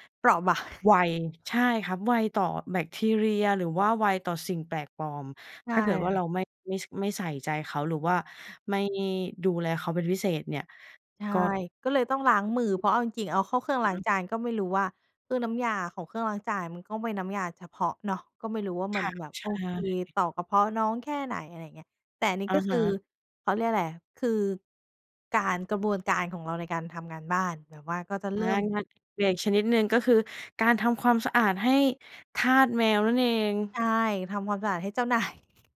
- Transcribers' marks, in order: laughing while speaking: "บาง"; other noise; other background noise; laughing while speaking: "นาย"
- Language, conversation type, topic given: Thai, podcast, งานอดิเรกอะไรที่ทำให้คุณเข้าสู่ภาวะลื่นไหลได้ง่ายที่สุด?